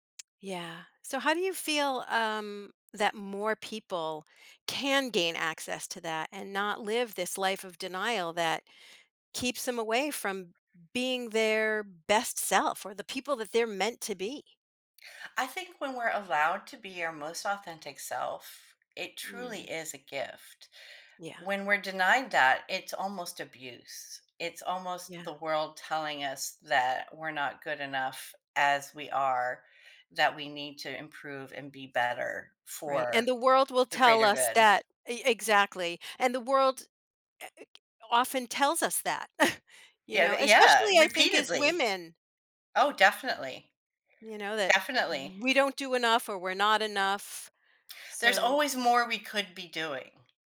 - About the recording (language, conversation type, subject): English, unstructured, How do the stories we tell ourselves shape the choices we make in life?
- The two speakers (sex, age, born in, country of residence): female, 50-54, United States, United States; female, 55-59, United States, United States
- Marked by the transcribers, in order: tapping; stressed: "can"; scoff; other background noise